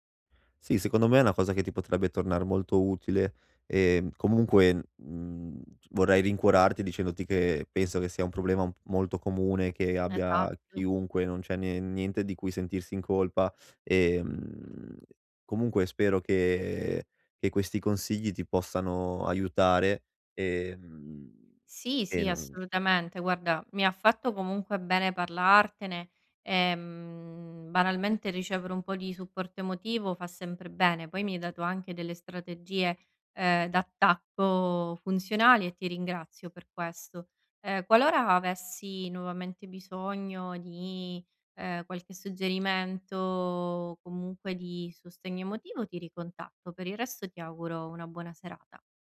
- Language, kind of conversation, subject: Italian, advice, Come posso spegnere gli schermi la sera per dormire meglio senza arrabbiarmi?
- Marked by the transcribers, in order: none